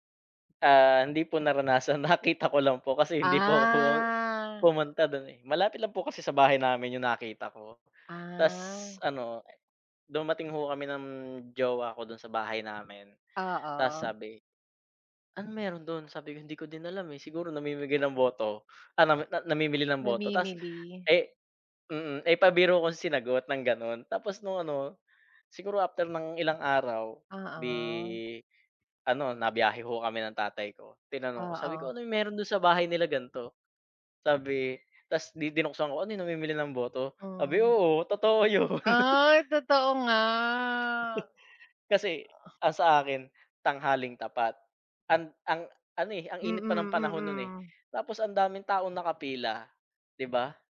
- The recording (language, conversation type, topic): Filipino, unstructured, Ano ang nararamdaman mo kapag may mga isyu ng pandaraya sa eleksiyon?
- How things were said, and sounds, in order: laughing while speaking: "nakita ko lang po kasi hindi po ako pumunta"; alarm; chuckle